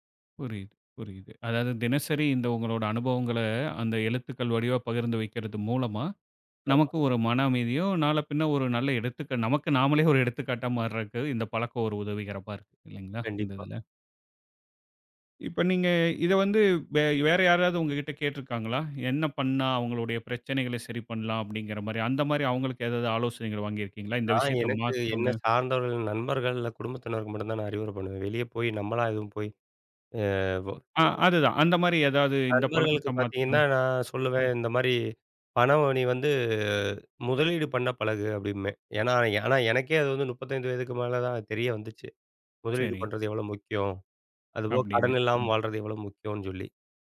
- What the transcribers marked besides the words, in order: laughing while speaking: "நமக்கு நாமலே ஒரு"; other background noise; "மாத்திகோங்க" said as "மாத்கோங்க"; background speech; drawn out: "வந்து"
- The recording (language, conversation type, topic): Tamil, podcast, சிறு பழக்கங்கள் எப்படி பெரிய முன்னேற்றத்தைத் தருகின்றன?